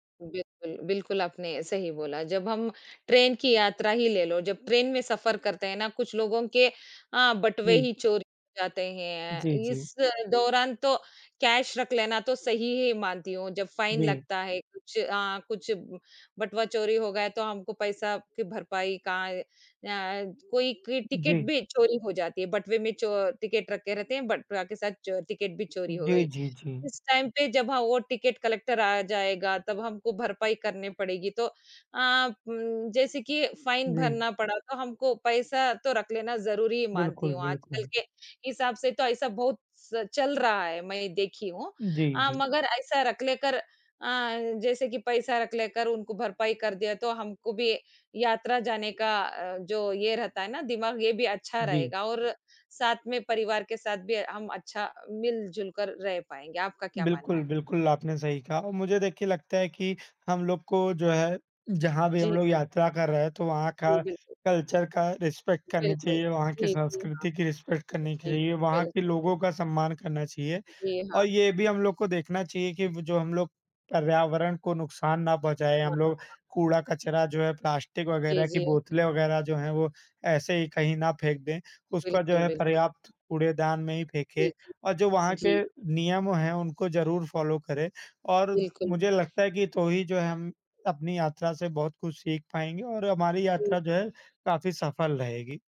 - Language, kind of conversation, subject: Hindi, unstructured, यात्रा करते समय सबसे ज़रूरी चीज़ क्या होती है?
- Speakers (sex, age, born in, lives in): female, 40-44, India, India; male, 25-29, India, India
- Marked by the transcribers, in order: tapping; in English: "फ़ाइन"; in English: "टाइम"; in English: "फ़ाइन"; in English: "कल्चर"; in English: "रिस्पेक्ट"; in English: "रिस्पेक्ट"; in English: "फॉलो"; other background noise